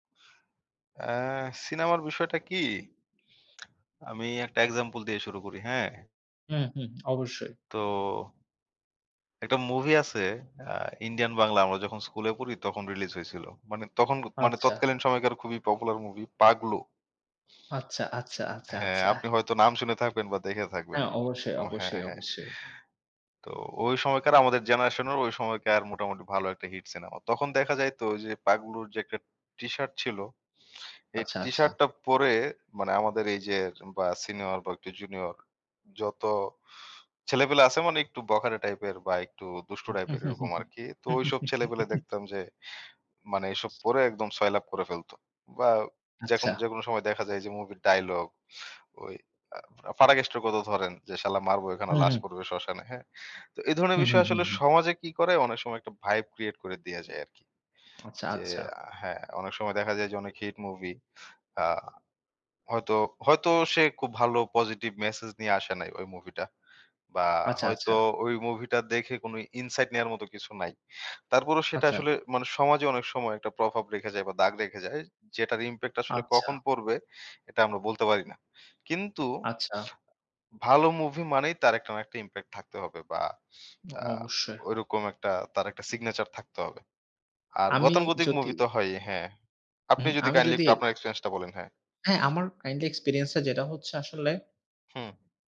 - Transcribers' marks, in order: tsk; other background noise; chuckle; tapping; in English: "insight"
- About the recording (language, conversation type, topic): Bengali, unstructured, আপনি কি মনে করেন সিনেমা সমাজকে পরিবর্তন করতে পারে?
- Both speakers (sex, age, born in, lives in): male, 25-29, Bangladesh, Bangladesh; male, 25-29, Bangladesh, Finland